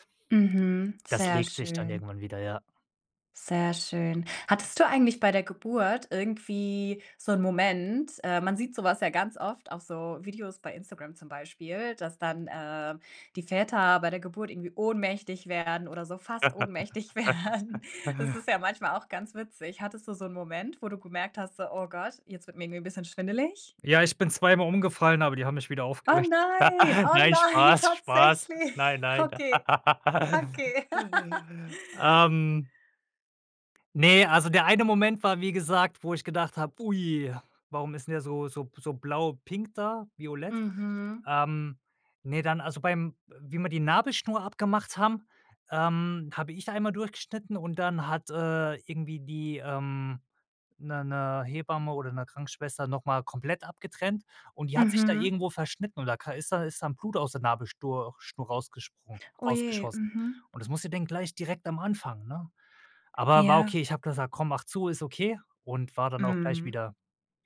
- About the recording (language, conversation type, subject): German, podcast, Wie hast du die Geburt deines Kindes erlebt?
- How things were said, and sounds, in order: other background noise; laughing while speaking: "werden"; chuckle; laughing while speaking: "nein, tatsächlich?"; chuckle; laugh